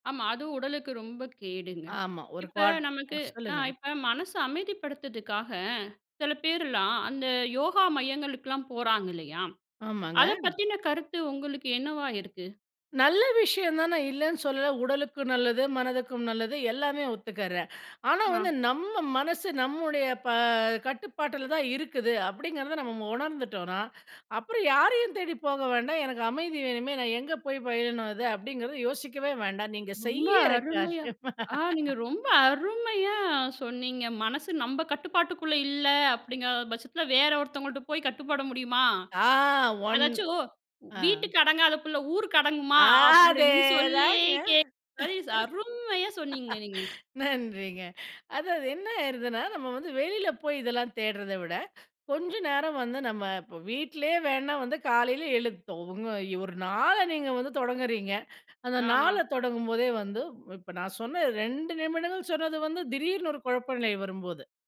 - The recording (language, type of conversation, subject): Tamil, podcast, உங்கள் மனதை அமைதிப்படுத்தும் ஒரு எளிய வழி என்ன?
- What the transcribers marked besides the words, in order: laughing while speaking: "காரியமா?"; in English: "ஒன்"; laughing while speaking: "ஆ. அதேதாங்க. நன்றிங்க"; drawn out: "ஆ. அதேதாங்க"; unintelligible speech; stressed: "அரும்மையா"